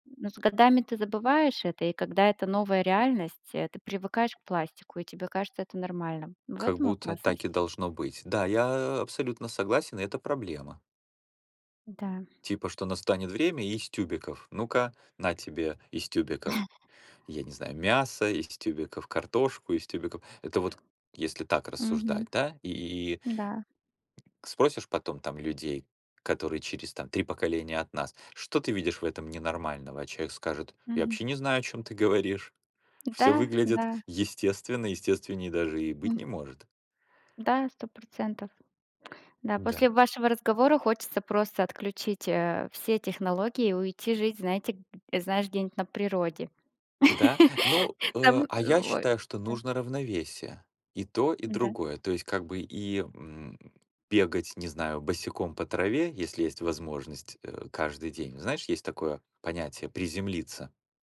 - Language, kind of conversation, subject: Russian, unstructured, Что нового в технологиях тебя больше всего радует?
- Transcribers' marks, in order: chuckle; other noise; tapping; chuckle; grunt; unintelligible speech